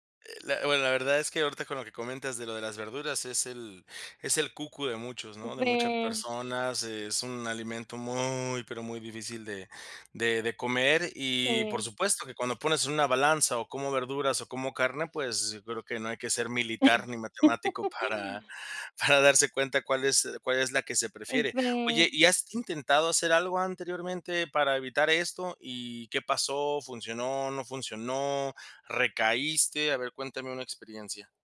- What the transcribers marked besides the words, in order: laugh; laughing while speaking: "para"
- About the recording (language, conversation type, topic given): Spanish, advice, ¿Cómo puedo manejar el comer por estrés y la culpa que siento después?